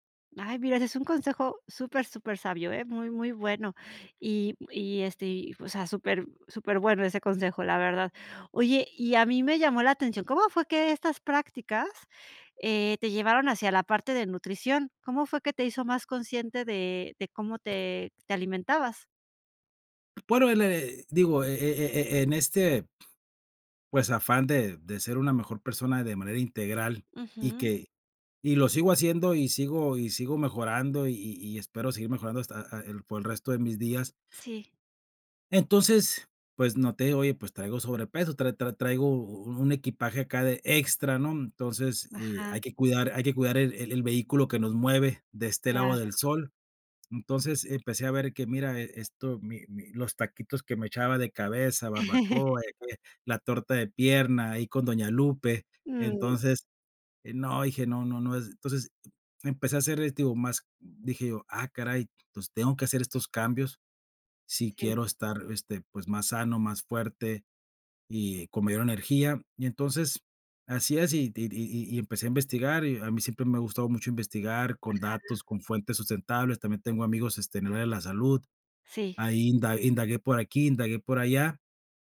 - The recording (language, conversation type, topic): Spanish, podcast, ¿Qué hábito diario tiene más impacto en tu bienestar?
- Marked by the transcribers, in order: tapping; other background noise; laugh